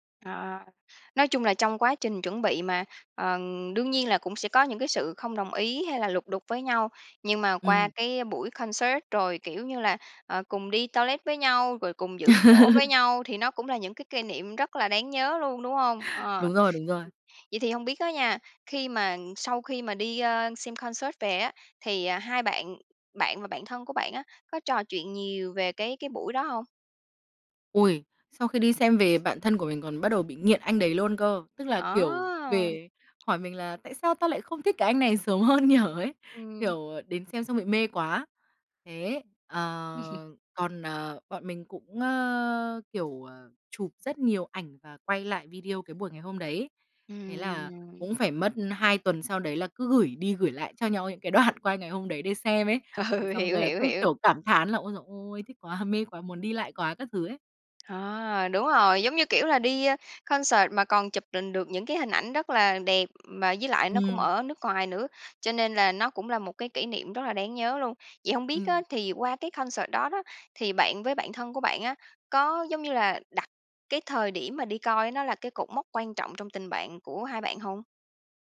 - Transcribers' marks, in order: other background noise; tapping; in English: "concert"; laugh; in English: "concert"; laughing while speaking: "nhỉ?"; chuckle; laughing while speaking: "đoạn"; laughing while speaking: "Ừ"; in English: "concert"; in English: "concert"
- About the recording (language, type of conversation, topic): Vietnamese, podcast, Bạn có kỷ niệm nào khi đi xem hòa nhạc cùng bạn thân không?